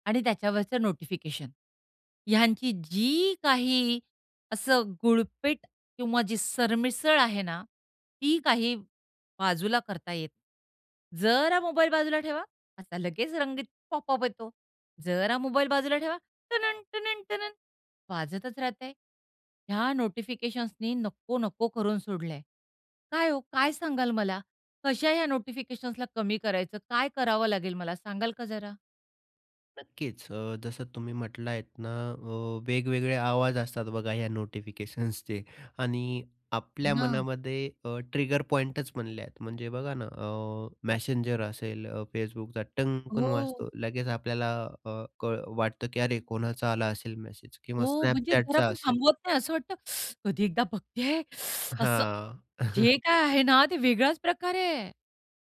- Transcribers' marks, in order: put-on voice: "टनन-टनन-टनन"; tapping; put-on voice: "असं वाटतं, कधी एकदा बघतेय, असं"; teeth sucking; chuckle
- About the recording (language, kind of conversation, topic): Marathi, podcast, सूचना कमी करायच्या असतील तर सुरुवात कशी करावी?